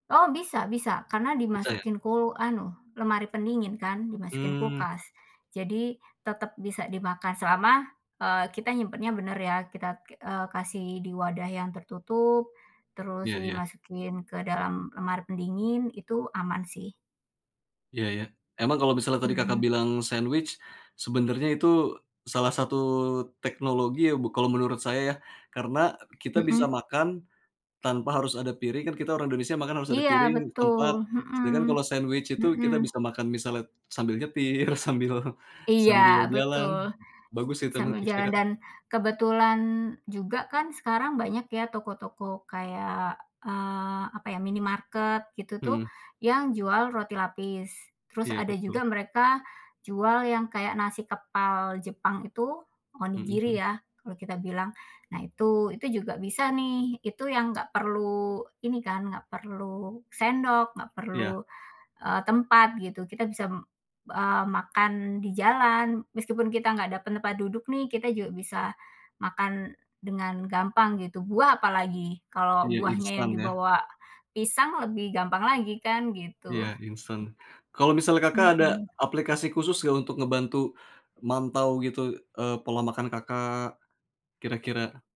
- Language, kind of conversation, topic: Indonesian, podcast, Bagaimana kamu menjaga pola makan saat sedang sibuk?
- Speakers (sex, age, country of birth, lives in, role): female, 40-44, Indonesia, Indonesia, guest; male, 35-39, Indonesia, Indonesia, host
- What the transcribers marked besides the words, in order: in English: "sandwich"; in English: "sandwich"; other background noise; laughing while speaking: "nyetir"; tapping